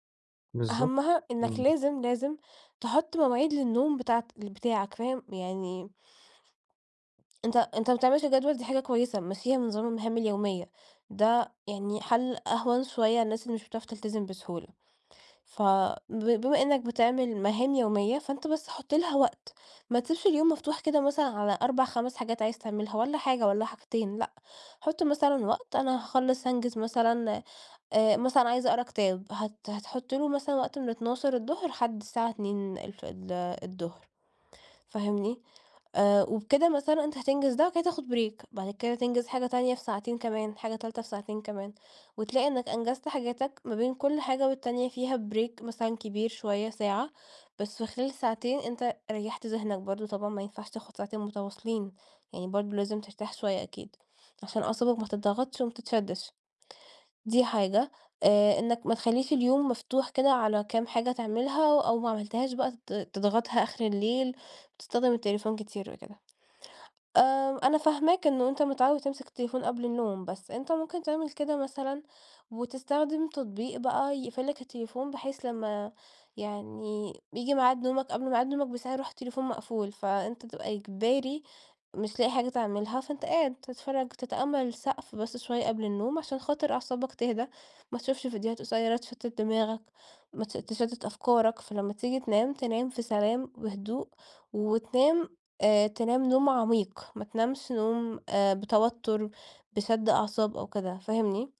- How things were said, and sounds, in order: in English: "break"; in English: "break"
- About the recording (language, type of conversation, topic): Arabic, advice, ازاي أقلل وقت استخدام الشاشات قبل النوم؟